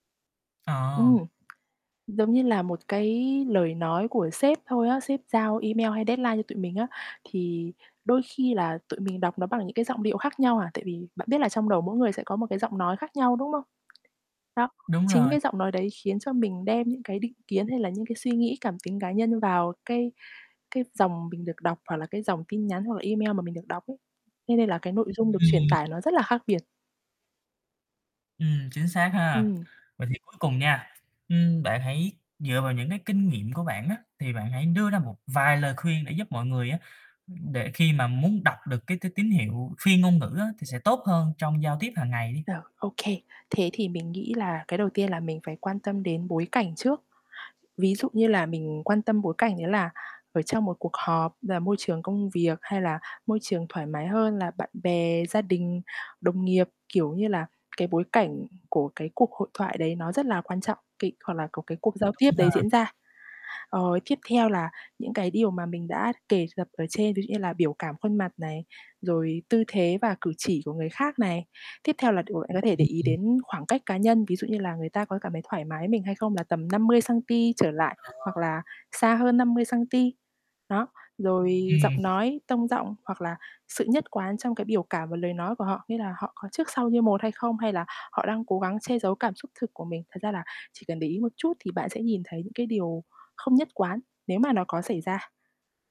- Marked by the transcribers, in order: tapping; in English: "deadline"; distorted speech; other background noise
- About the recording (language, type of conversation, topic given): Vietnamese, podcast, Bạn thường đọc và hiểu các tín hiệu phi ngôn ngữ của người khác như thế nào?